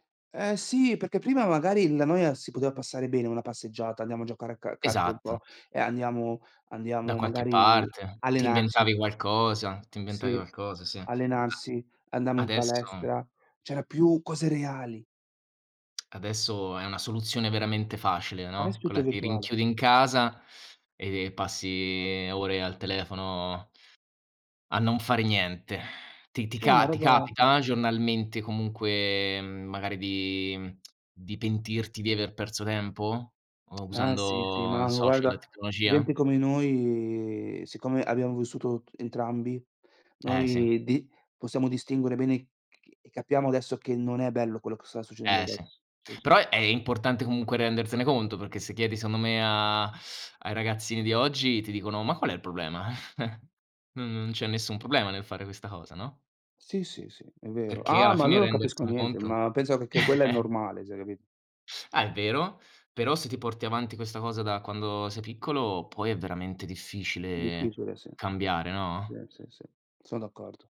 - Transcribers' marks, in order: other background noise; "andavamo" said as "andamo"; tongue click; tsk; tsk; drawn out: "noi"; chuckle; laugh; "cioè" said as "ceh"
- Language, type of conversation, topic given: Italian, unstructured, Come pensi che la tecnologia abbia cambiato la vita quotidiana?